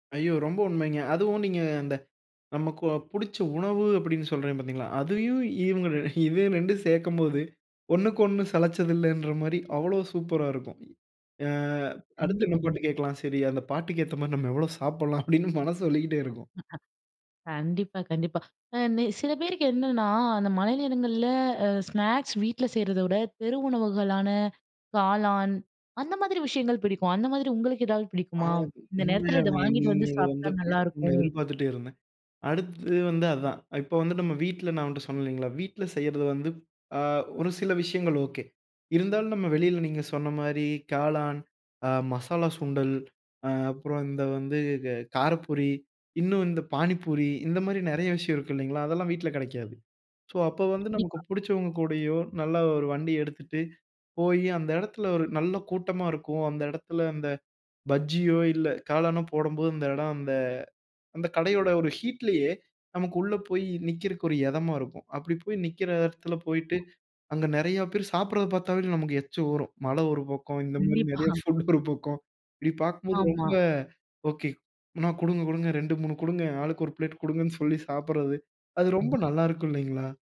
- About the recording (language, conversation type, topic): Tamil, podcast, மழைநாளில் உங்களுக்கு மிகவும் பிடிக்கும் சூடான சிற்றுண்டி என்ன?
- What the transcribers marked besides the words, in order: other noise; other background noise; laughing while speaking: "அப்பிடின்னு மனசு சொல்லிக்கிட்டே இருக்கும்"; laugh; in English: "ஹீட்லயே"; laughing while speaking: "கண்டிப்பா"; in English: "பிளேட்"